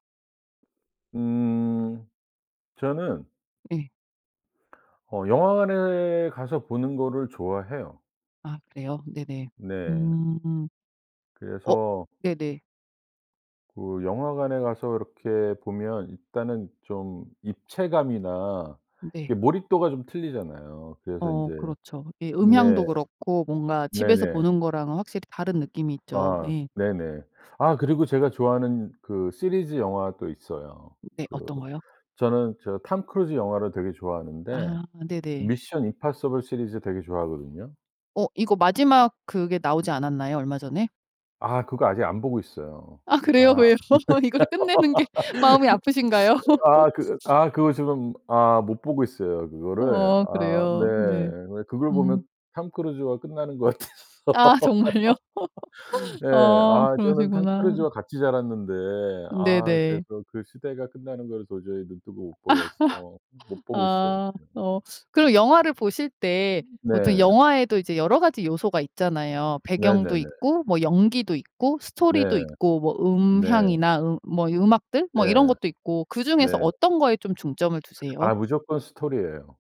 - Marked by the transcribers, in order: other background noise; laughing while speaking: "아. 그래요 왜요? 이걸 끝내는 게 마음이 아프신가요?"; laugh; laugh; laughing while speaking: "같아서"; laugh; laughing while speaking: "아. 정말요?"; laugh; laugh
- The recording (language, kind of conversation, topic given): Korean, podcast, 가장 좋아하는 영화와 그 이유는 무엇인가요?